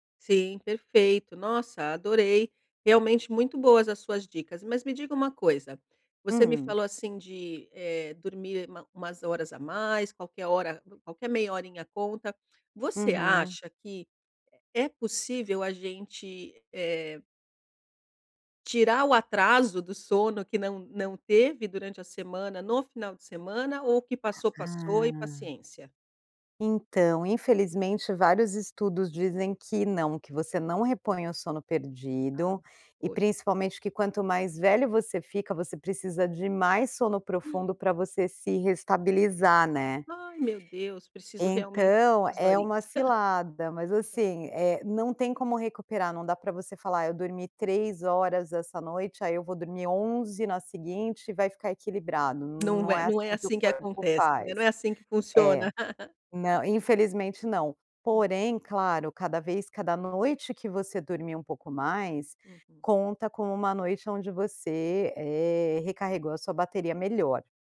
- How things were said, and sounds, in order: gasp; laugh; laugh
- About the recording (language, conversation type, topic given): Portuguese, advice, Como posso manter horários regulares mesmo com uma rotina variável?